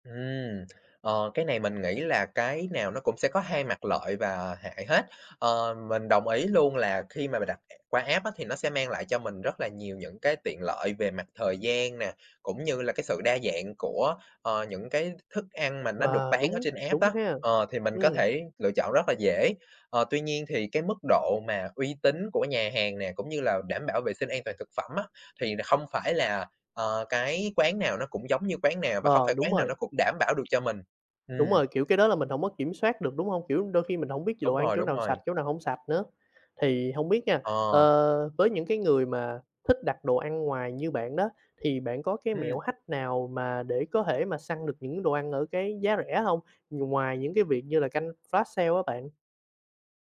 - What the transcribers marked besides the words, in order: other background noise; tapping; in English: "app"; in English: "app"; in English: "hách"; "hack" said as "hách"; in English: "flash"
- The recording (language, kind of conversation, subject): Vietnamese, podcast, Bạn thường có thói quen sử dụng dịch vụ giao đồ ăn như thế nào?